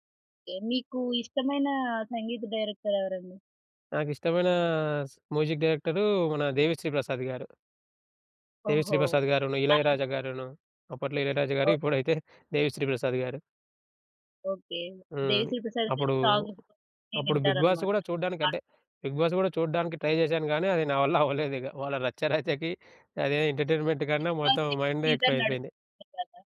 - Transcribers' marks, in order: in English: "డైరెక్టర్"; in English: "మ్యూజిక్"; other background noise; in English: "ట్రై"; in English: "ఎంటర్‌టైన్మెంట్"; in English: "సీజన్"
- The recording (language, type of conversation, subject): Telugu, podcast, ఒక్కసారిగా ఒక సీరియల్ మొత్తం సీజన్‌ను చూసేయడం మీకు ఎలా అనిపిస్తుంది?